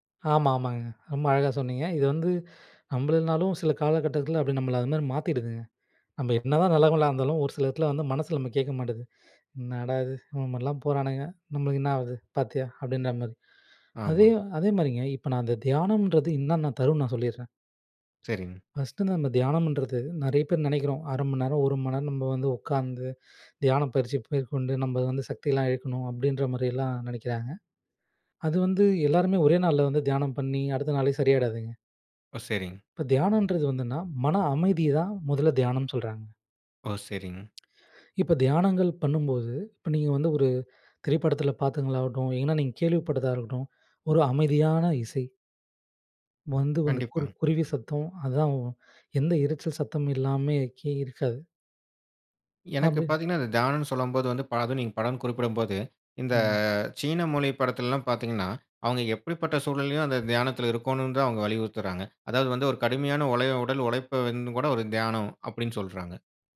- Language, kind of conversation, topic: Tamil, podcast, பணச்சுமை இருக்கும்போது தியானம் எப்படி உதவும்?
- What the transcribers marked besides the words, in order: inhale; inhale; inhale; inhale; other noise